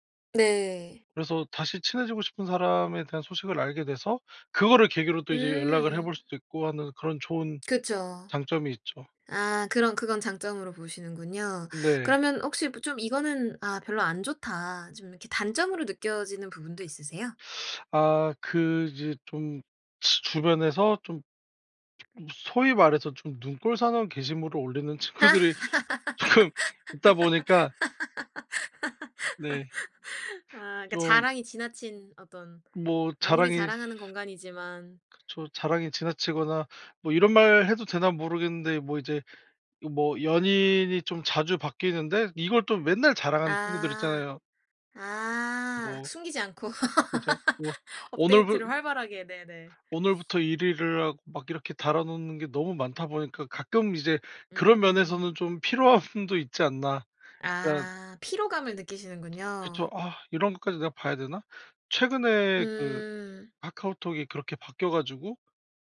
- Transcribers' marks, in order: other background noise; tapping; teeth sucking; laughing while speaking: "친구들이 조금"; laugh; laugh; laughing while speaking: "피로함도"
- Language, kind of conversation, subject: Korean, podcast, SNS가 일상에 어떤 영향을 준다고 보세요?